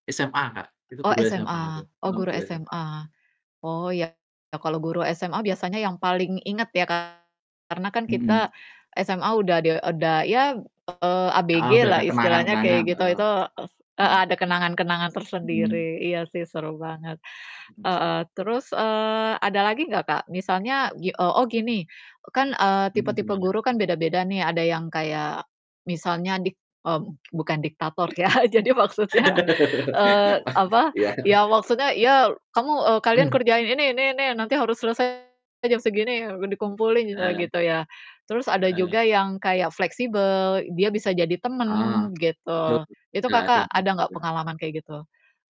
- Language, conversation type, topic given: Indonesian, unstructured, Apa yang membuat seorang guru menjadi inspirasi bagi Anda?
- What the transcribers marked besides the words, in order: distorted speech; other background noise; unintelligible speech; laughing while speaking: "ya jadi maksudnya"; laugh; laughing while speaking: "Wah, iya"; tapping; other noise